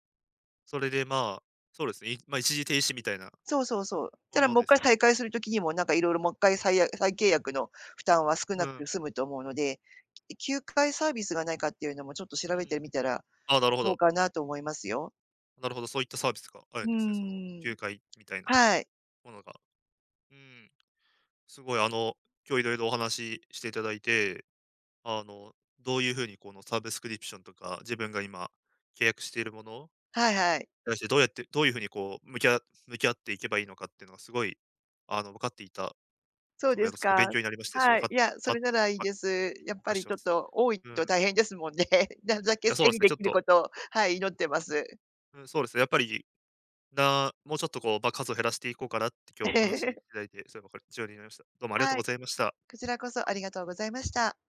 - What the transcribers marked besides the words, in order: tapping; unintelligible speech; laughing while speaking: "ですもんね"; laughing while speaking: "ええ"
- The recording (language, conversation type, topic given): Japanese, advice, 定期購読が多すぎて何を解約するか迷う